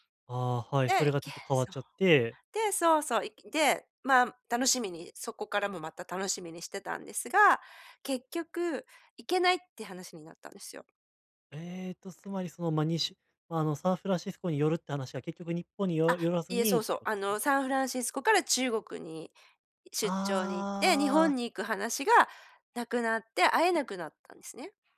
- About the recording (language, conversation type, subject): Japanese, advice, 批判されたとき、感情的にならずにどう対応すればよいですか？
- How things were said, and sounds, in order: other background noise